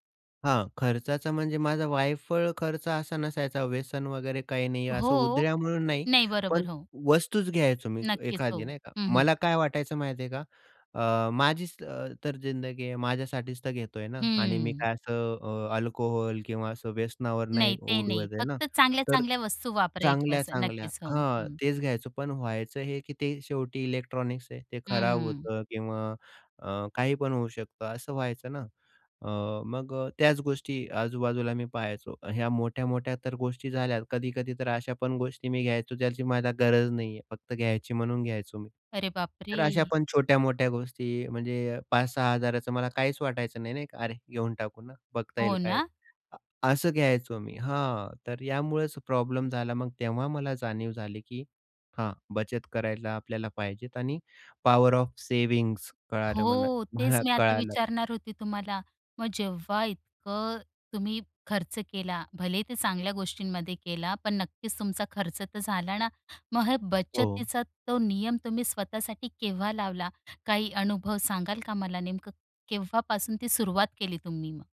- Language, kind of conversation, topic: Marathi, podcast, आर्थिक बचत आणि रोजच्या खर्चात तुला समतोल कसा साधावा असं वाटतं?
- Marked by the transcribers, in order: other noise; in English: "पॉवर ऑफ सेव्हिंग्ज"